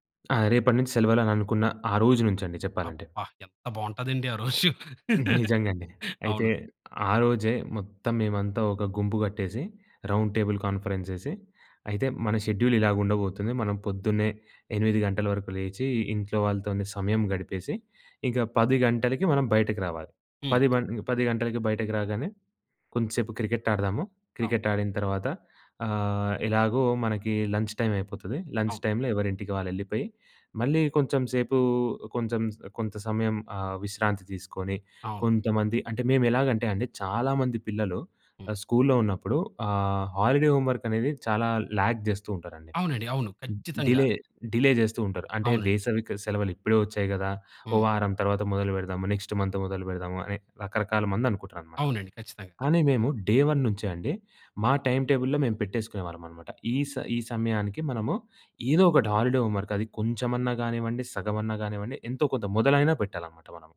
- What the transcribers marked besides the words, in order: laughing while speaking: "ఆ రోజు"; in English: "రౌండ్ టేబుల్ కాన్ఫరెన్స్"; in English: "షెడ్యూల్"; other background noise; in English: "లంచ్ టైమ్"; in English: "లంచ్ టైమ్‌లో"; in English: "హాలిడే హోమ్ వర్క్"; in English: "లాగ్"; other noise; in English: "డిలే, డిలే"; in English: "నెక్స్ట్ మంత్"; in English: "డే వన్"; in English: "టైమ్ టేబుల్‌లో"; in English: "హాలిడే హోమ్ వర్క్"
- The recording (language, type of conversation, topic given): Telugu, podcast, మీ బాల్యంలో మీకు అత్యంత సంతోషాన్ని ఇచ్చిన జ్ఞాపకం ఏది?